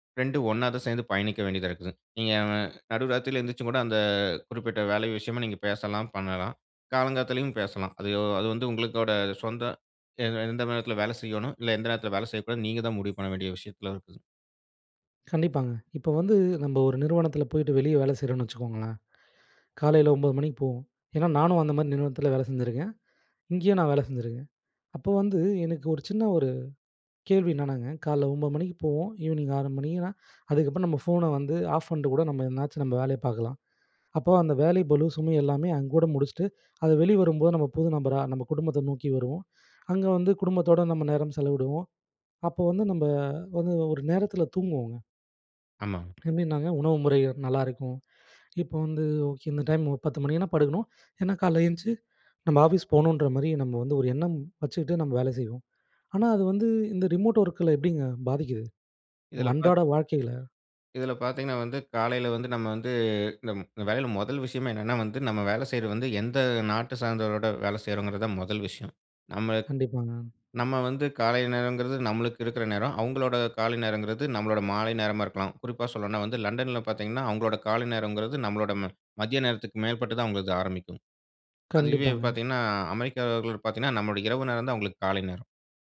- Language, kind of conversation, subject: Tamil, podcast, மெய்நிகர் வேலை உங்கள் சமநிலைக்கு உதவுகிறதா, அல்லது அதை கஷ்டப்படுத்துகிறதா?
- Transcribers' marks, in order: drawn out: "அந்த"; other background noise; "காலையில் எழுந்து" said as "கால்ல எந்ச்சு"; in English: "ரிமோட் ஒர்க்குல"